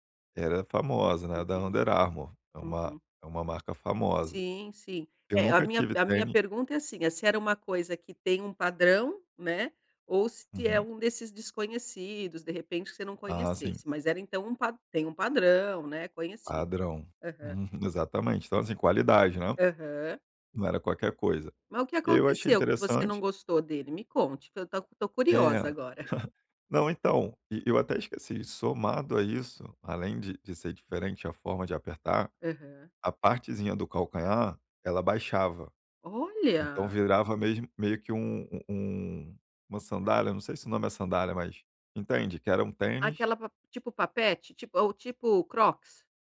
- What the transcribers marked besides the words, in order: chuckle
- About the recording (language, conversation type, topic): Portuguese, advice, Por que fico frustrado ao comprar roupas online?